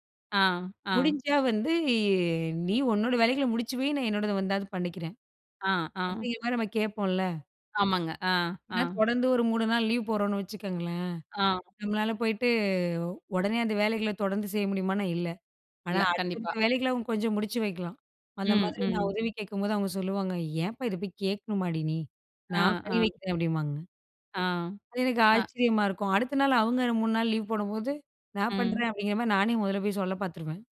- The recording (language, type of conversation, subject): Tamil, podcast, உதவி தேவைப்பட்டால் அதை நீங்கள் எப்படிக் கேட்கிறீர்கள்?
- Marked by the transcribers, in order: none